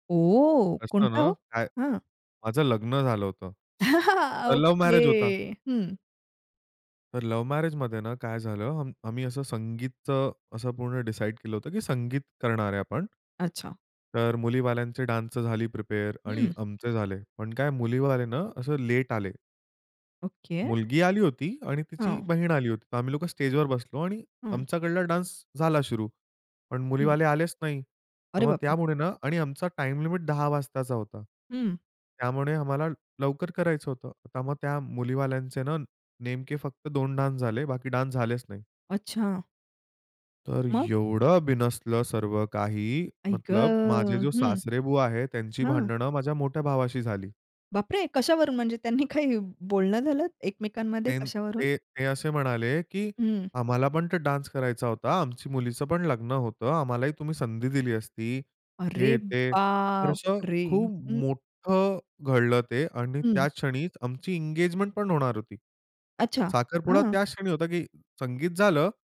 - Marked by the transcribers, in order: laugh; other noise; tapping; other background noise; in English: "डान्स"; in English: "प्रिपेअर"; in English: "डान्स"; in English: "डान्स"; in English: "डान्स"; chuckle; in English: "डान्स"; surprised: "अरे बापरे!"
- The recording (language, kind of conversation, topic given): Marathi, podcast, तुझ्या आयुष्यात सर्वात मोठा बदल घडवणारा क्षण कोणता होता?